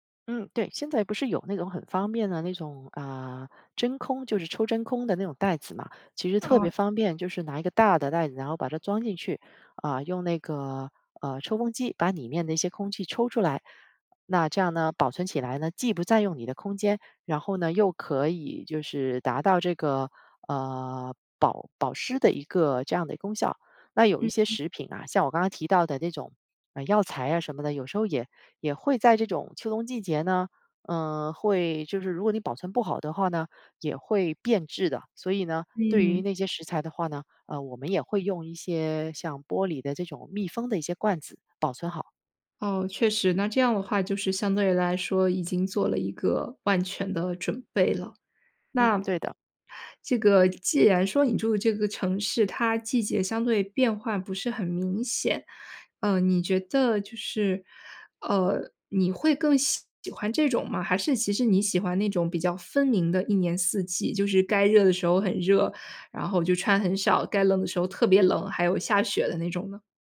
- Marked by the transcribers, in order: none
- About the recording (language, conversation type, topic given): Chinese, podcast, 换季时你通常会做哪些准备？